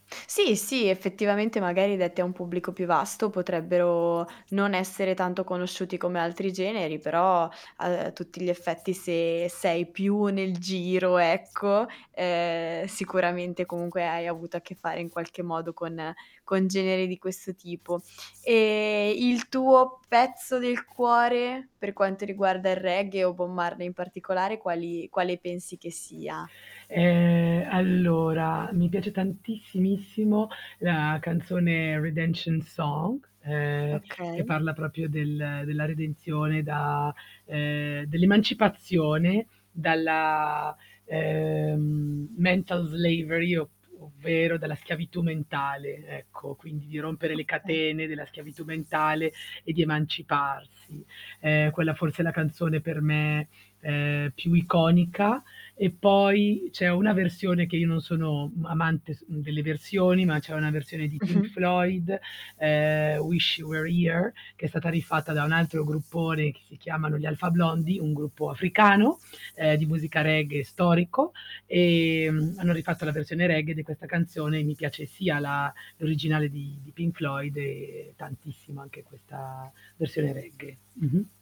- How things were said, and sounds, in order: static; tapping; "proprio" said as "propio"; distorted speech; in English: "mental slavery"
- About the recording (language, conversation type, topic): Italian, podcast, Come sono cambiati i tuoi gusti musicali nel corso degli anni?